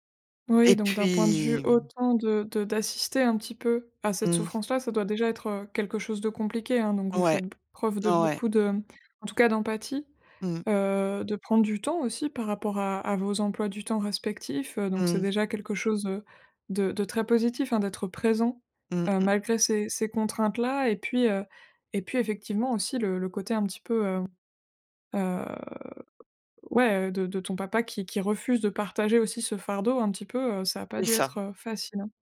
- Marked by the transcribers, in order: drawn out: "puis"; other background noise
- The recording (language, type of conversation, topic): French, advice, Comment gérez-vous l’aide à apporter à un parent âgé dépendant ?